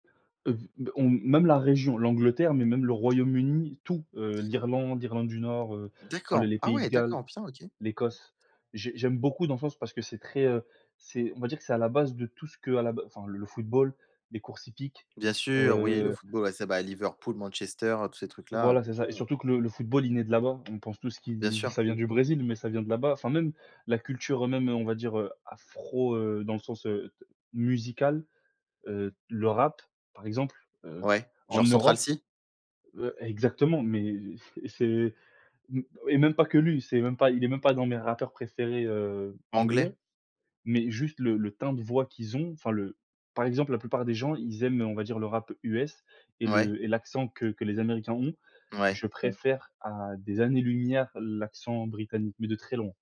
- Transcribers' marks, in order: background speech; tapping
- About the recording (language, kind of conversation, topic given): French, unstructured, Qu’est-ce qui rend un voyage inoubliable pour toi ?